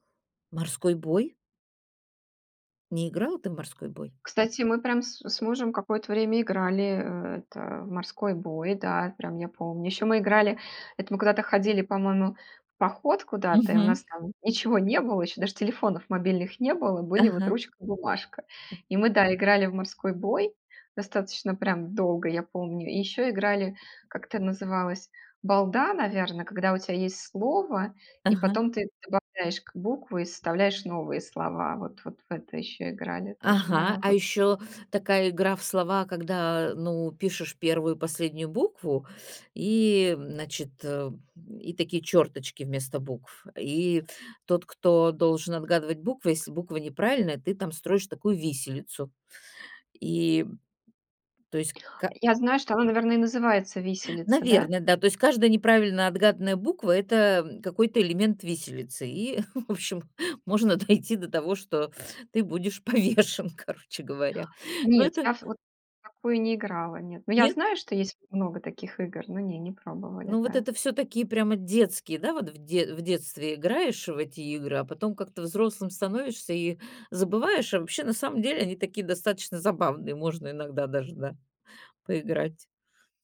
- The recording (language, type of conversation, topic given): Russian, podcast, Почему тебя притягивают настольные игры?
- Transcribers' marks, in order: tapping; laughing while speaking: "в общем, можно дойти"; laughing while speaking: "повешен"